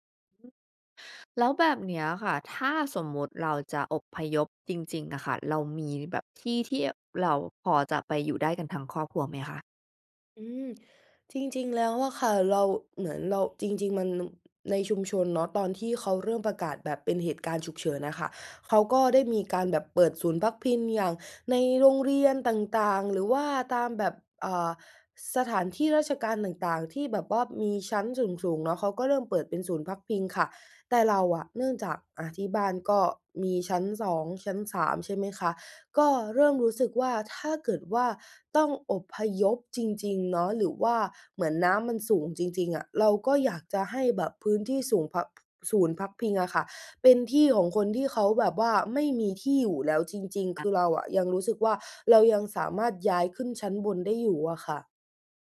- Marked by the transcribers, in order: other background noise; "พักพิง" said as "พักพิน"
- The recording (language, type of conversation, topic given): Thai, advice, ฉันควรจัดการเหตุการณ์ฉุกเฉินในครอบครัวอย่างไรเมื่อยังไม่แน่ใจและต้องรับมือกับความไม่แน่นอน?